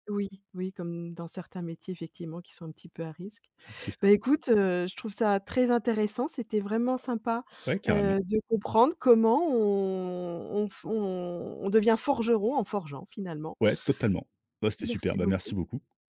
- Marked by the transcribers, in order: other background noise
- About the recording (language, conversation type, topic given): French, podcast, Quels conseils donnerais-tu à quelqu’un qui débute ?